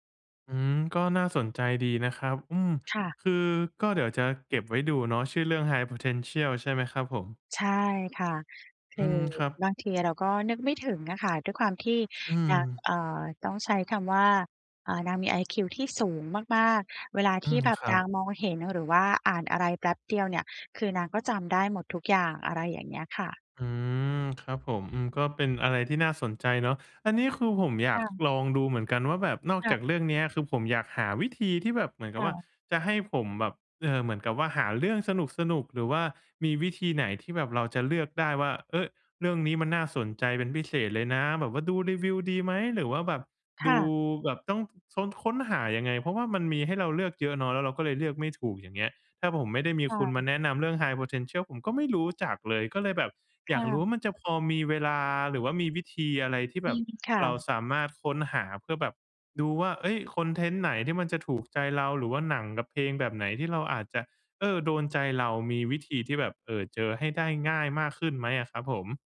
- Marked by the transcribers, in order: none
- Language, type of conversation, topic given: Thai, advice, คุณรู้สึกเบื่อและไม่รู้จะเลือกดูหรือฟังอะไรดีใช่ไหม?